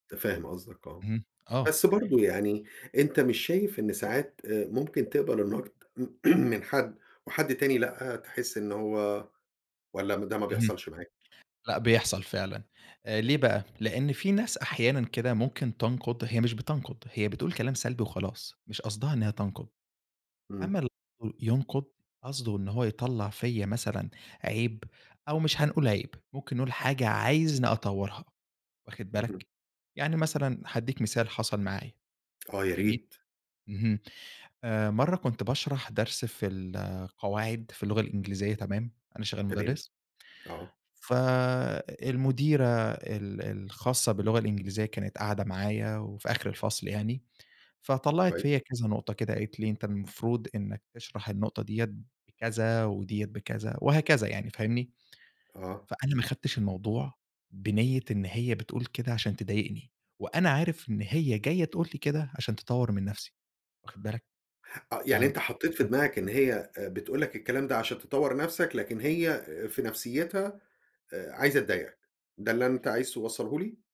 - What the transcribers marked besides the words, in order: throat clearing; unintelligible speech; other background noise; unintelligible speech
- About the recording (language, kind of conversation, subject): Arabic, podcast, إزاي بتتعامل مع النقد بشكل بنّاء؟